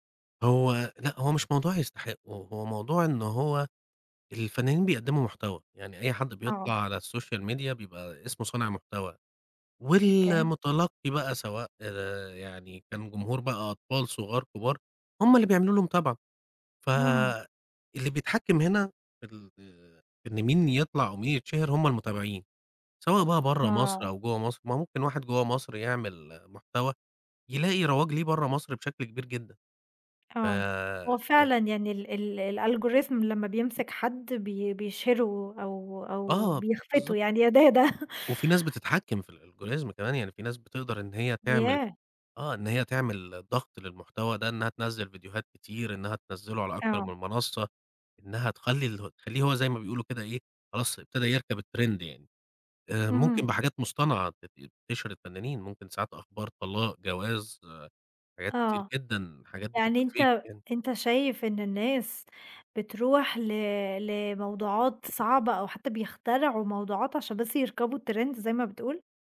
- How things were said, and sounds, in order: in English: "السوشيال ميديا"; tapping; in English: "الAlgorithm"; laughing while speaking: "يا ده، يا ده"; in English: "الAlgorithm"; in English: "الtrend"; unintelligible speech; in English: "fake"; in English: "الtrend"
- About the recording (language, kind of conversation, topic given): Arabic, podcast, إيه دور السوشال ميديا في شهرة الفنانين من وجهة نظرك؟